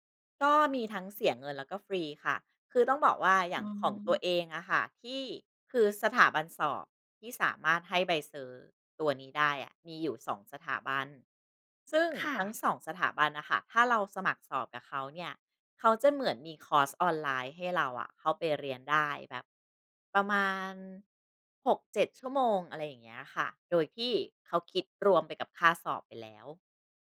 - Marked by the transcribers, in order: none
- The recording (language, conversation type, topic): Thai, podcast, การเรียนออนไลน์เปลี่ยนแปลงการศึกษาอย่างไรในมุมมองของคุณ?